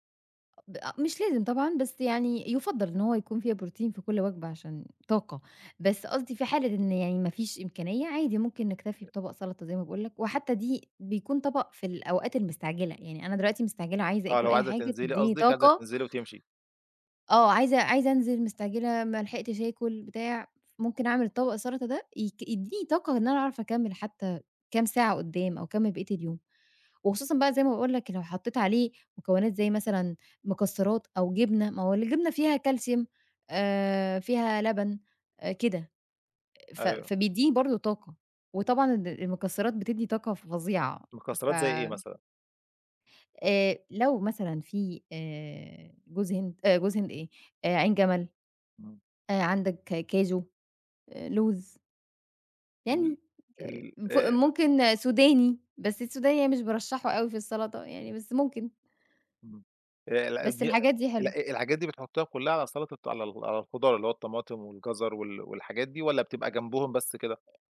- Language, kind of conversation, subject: Arabic, podcast, إزاي بتجهّز وجبة بسيطة بسرعة لما تكون مستعجل؟
- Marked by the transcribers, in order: unintelligible speech